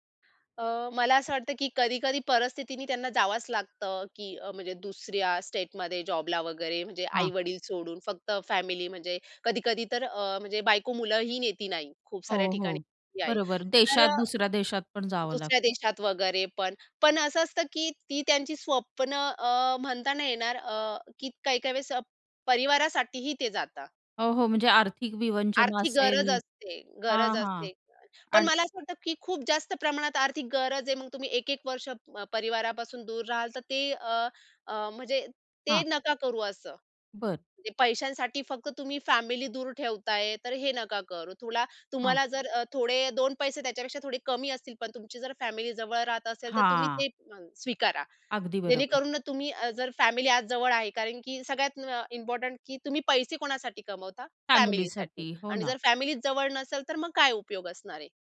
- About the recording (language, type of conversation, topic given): Marathi, podcast, कुटुंबाच्या अपेक्षा आणि स्वतःच्या स्वप्नांमध्ये कसा समतोल साधाल?
- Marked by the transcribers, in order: unintelligible speech; other background noise; drawn out: "हां"; unintelligible speech; in English: "इम्पोर्टंट"